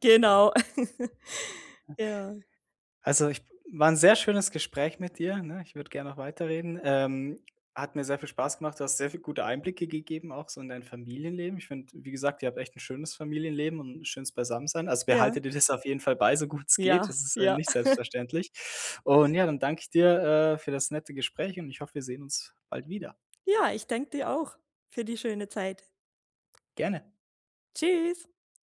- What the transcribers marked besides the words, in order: joyful: "Genau"; laugh; laughing while speaking: "dir"; chuckle
- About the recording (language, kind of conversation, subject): German, podcast, Wie schafft ihr es trotz Stress, jeden Tag Familienzeit zu haben?